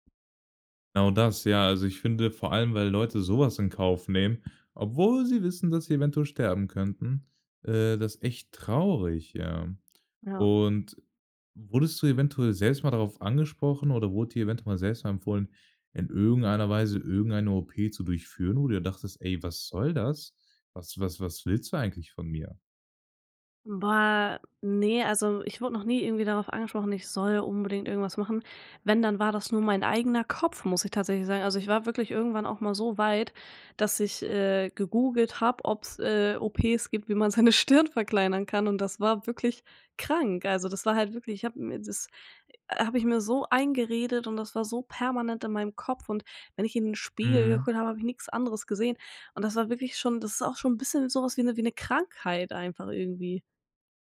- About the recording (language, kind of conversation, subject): German, podcast, Wie beeinflussen Filter dein Schönheitsbild?
- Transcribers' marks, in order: other background noise; laughing while speaking: "Stirn"